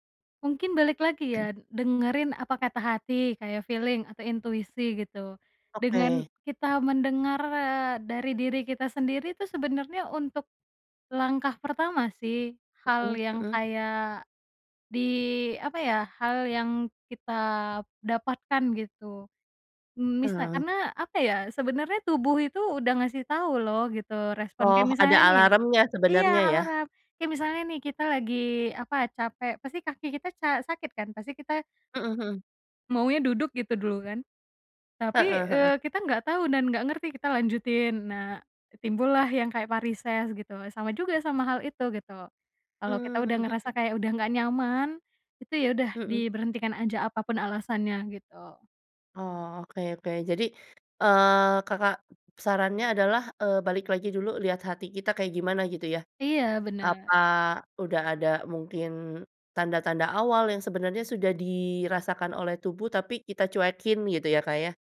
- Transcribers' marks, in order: in English: "feeling"; tapping
- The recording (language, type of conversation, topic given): Indonesian, podcast, Bagaimana cara kamu memaafkan diri sendiri setelah melakukan kesalahan?